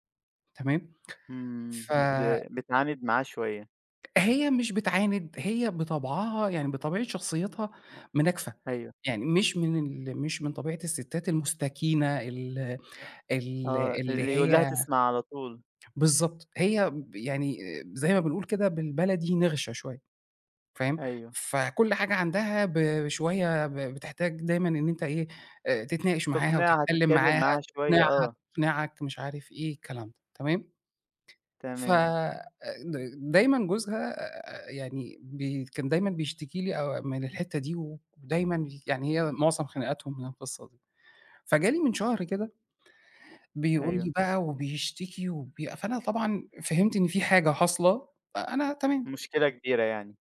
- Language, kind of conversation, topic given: Arabic, podcast, إزاي تقدر توازن بين إنك تسمع كويس وإنك تدي نصيحة من غير ما تفرضها؟
- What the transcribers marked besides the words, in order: tapping; other background noise